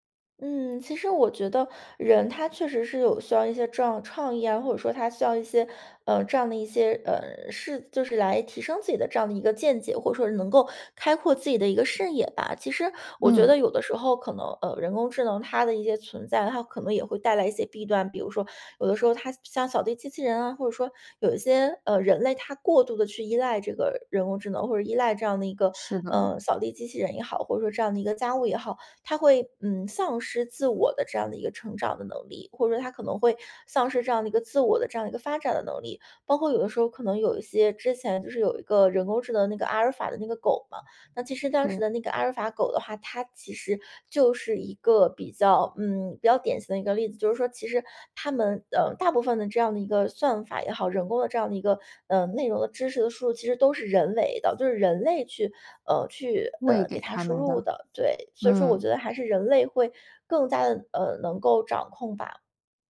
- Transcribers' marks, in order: other background noise
- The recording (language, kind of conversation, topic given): Chinese, podcast, 你如何看待人工智能在日常生活中的应用？